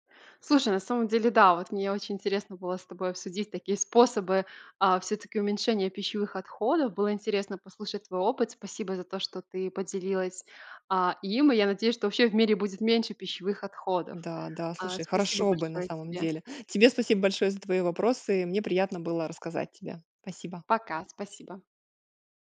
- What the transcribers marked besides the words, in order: none
- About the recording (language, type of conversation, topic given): Russian, podcast, Как уменьшить пищевые отходы в семье?